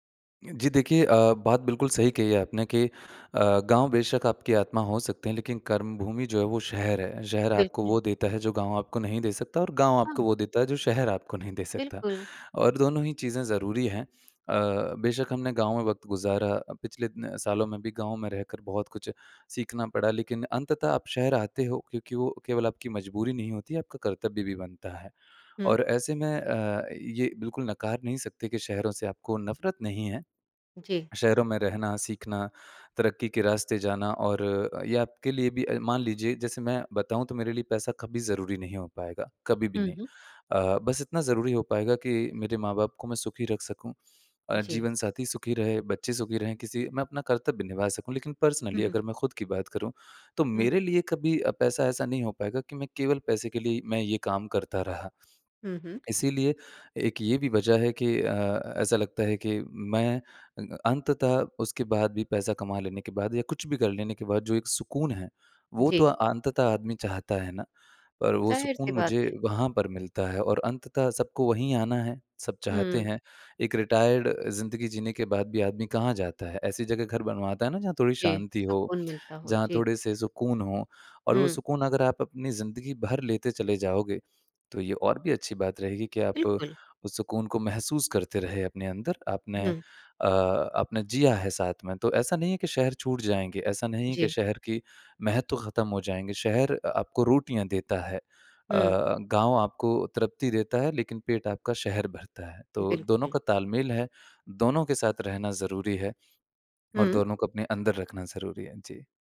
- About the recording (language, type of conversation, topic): Hindi, podcast, क्या कभी ऐसा हुआ है कि आप अपनी जड़ों से अलग महसूस करते हों?
- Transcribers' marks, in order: in English: "पर्सनली"; in English: "रिटायर्ड"